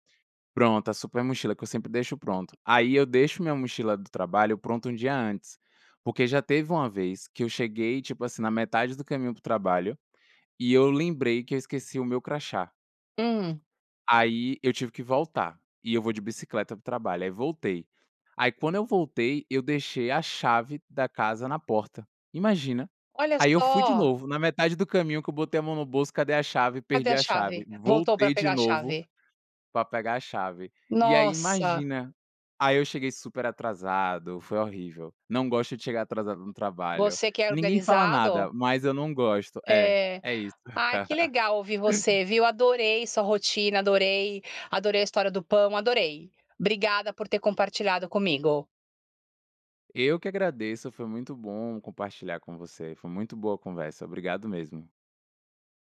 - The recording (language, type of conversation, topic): Portuguese, podcast, Como é a rotina matinal aí na sua família?
- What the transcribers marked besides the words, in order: laugh